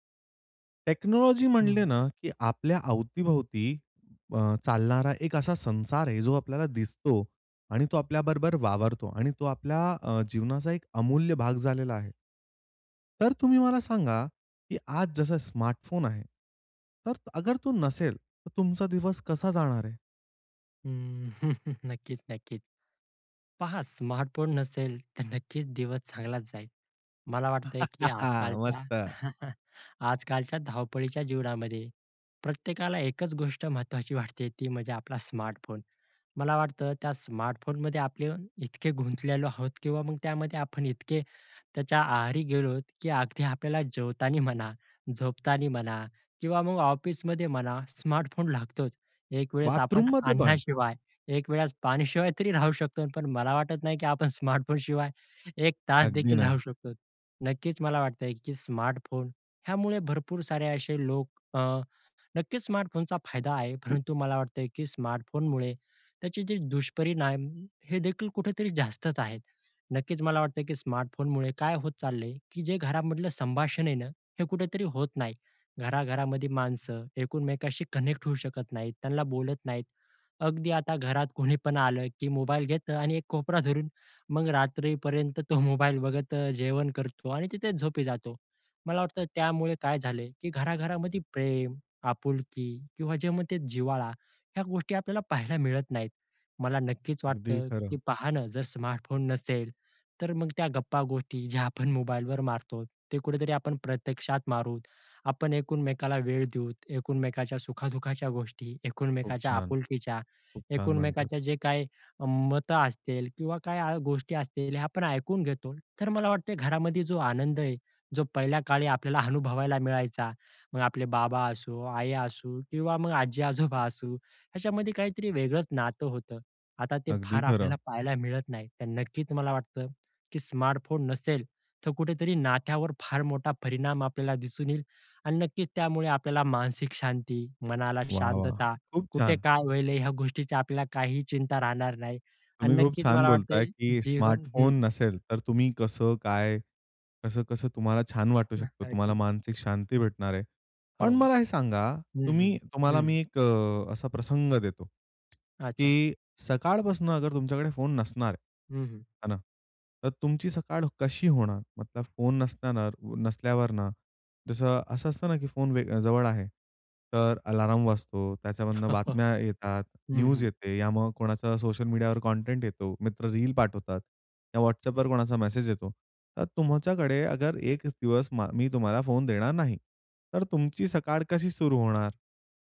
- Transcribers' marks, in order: in English: "टेक्नॉलॉजी"; laugh; laughing while speaking: "नक्कीच"; laugh; surprised: "बाथरूममध्ये पण?"; other background noise; in English: "कनेक्ट"; chuckle; in English: "न्यूज"; laugh
- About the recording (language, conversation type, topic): Marathi, podcast, स्मार्टफोन नसेल तर तुमचा दिवस कसा जाईल?